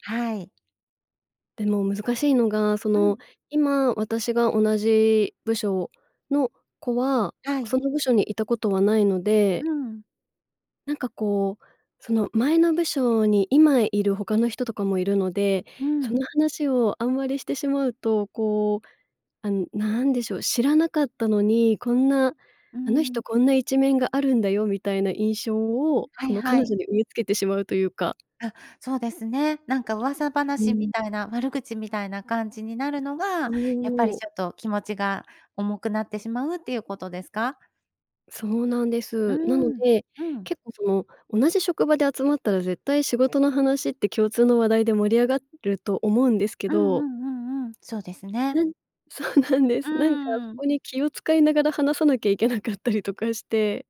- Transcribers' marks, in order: tapping; laughing while speaking: "そうなんです。なんか、そ … たりとかして"
- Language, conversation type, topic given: Japanese, advice, 友人の付き合いで断れない飲み会の誘いを上手に断るにはどうすればよいですか？